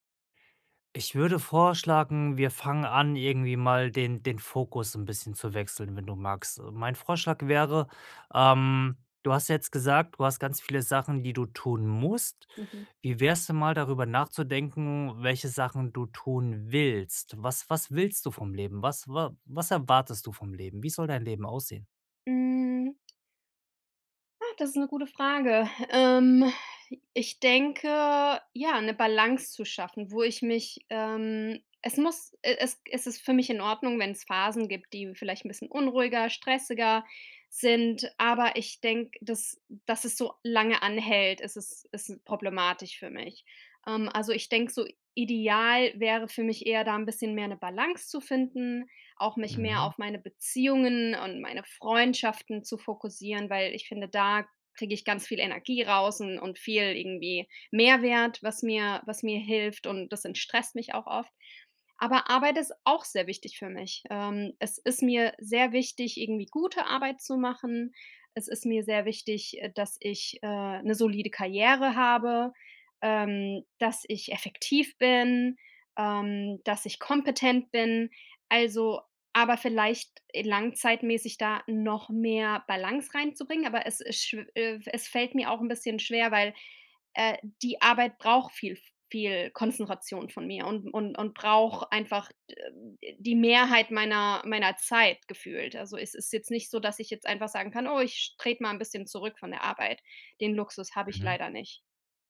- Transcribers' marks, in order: stressed: "musst"; stressed: "willst?"; other background noise; surprised: "Ah"; drawn out: "denke"; stressed: "Mehrwert"; stressed: "gute"
- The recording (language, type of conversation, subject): German, advice, Wie kann ich meine Konzentration bei Aufgaben verbessern und fokussiert bleiben?